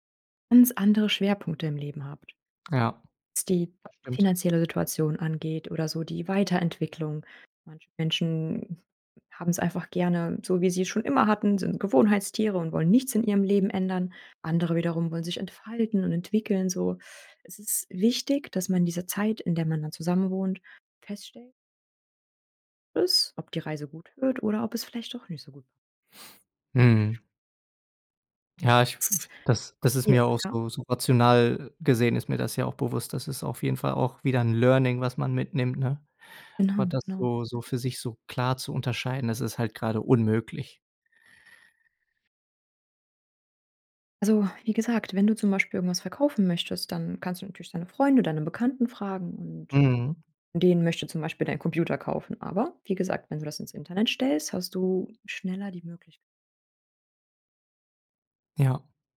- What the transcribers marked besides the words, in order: none
- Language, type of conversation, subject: German, advice, Wie möchtest du die gemeinsame Wohnung nach der Trennung regeln und den Auszug organisieren?